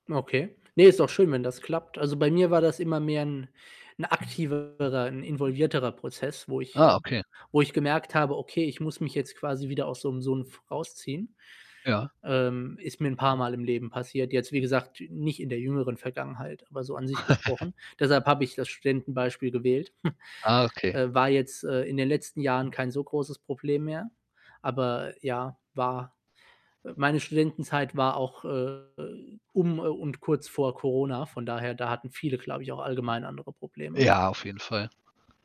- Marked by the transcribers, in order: other background noise; distorted speech; chuckle; chuckle
- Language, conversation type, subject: German, unstructured, Was bedeutet Glück im Alltag für dich?